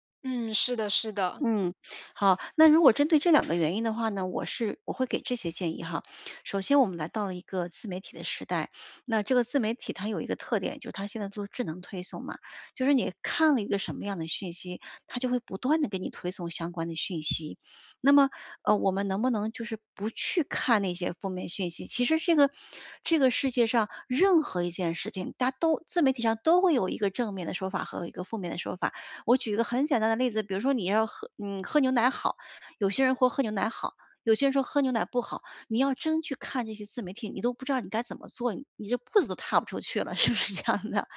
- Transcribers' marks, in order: other background noise; tapping; "说" said as "豁"; laughing while speaking: "是不是这样的？"
- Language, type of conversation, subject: Chinese, advice, 我老是担心未来，怎么才能放下对未来的过度担忧？